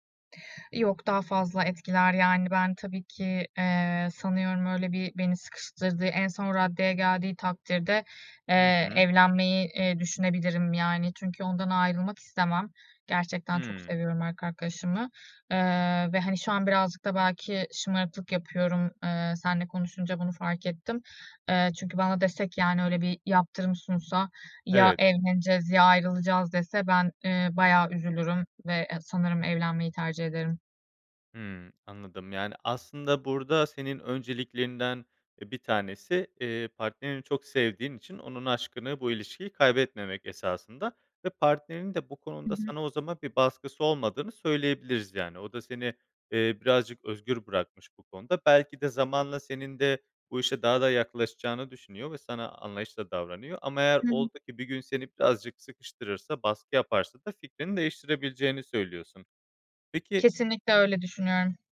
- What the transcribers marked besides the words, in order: other background noise
- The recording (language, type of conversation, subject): Turkish, advice, Evlilik veya birlikte yaşamaya karar verme konusunda yaşadığınız anlaşmazlık nedir?